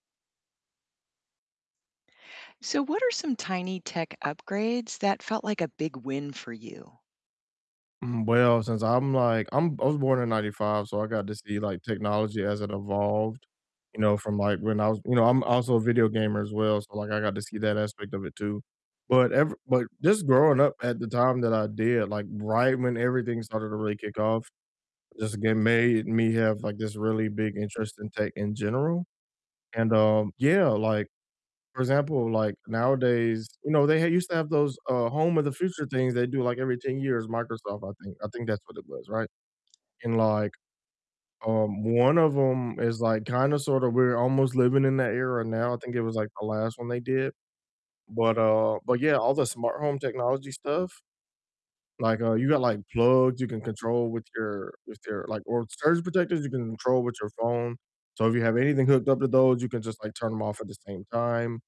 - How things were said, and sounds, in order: other background noise
- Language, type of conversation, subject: English, unstructured, What tiny tech upgrade has felt like a big win for you?